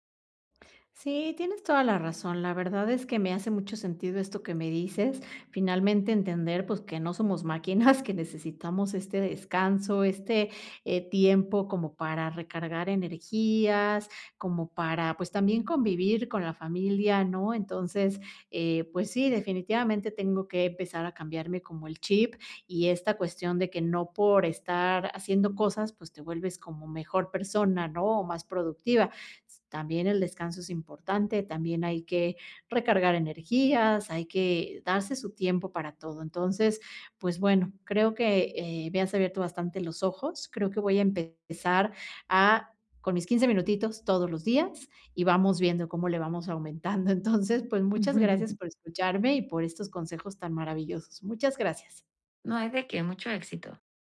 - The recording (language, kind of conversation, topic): Spanish, advice, ¿Cómo puedo priorizar el descanso sin sentirme culpable?
- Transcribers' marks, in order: chuckle; chuckle